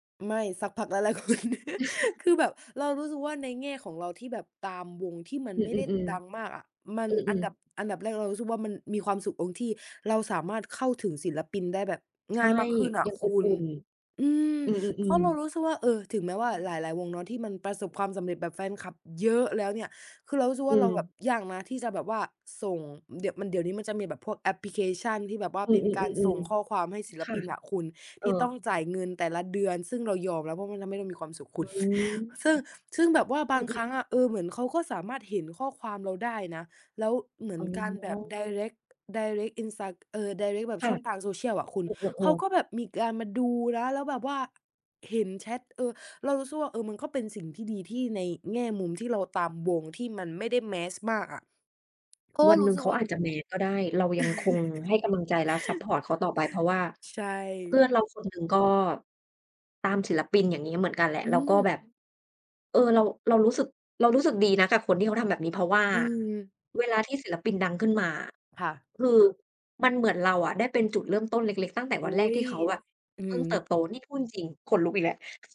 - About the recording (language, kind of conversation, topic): Thai, unstructured, อะไรคือสิ่งที่ทำให้คุณมีความสุขที่สุด?
- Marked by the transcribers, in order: chuckle; other background noise; stressed: "เยอะ"; chuckle; in English: "direct direct อินไซด์"; tapping; in English: "direct"; in English: "Mass"; in English: "Mass"; chuckle; other noise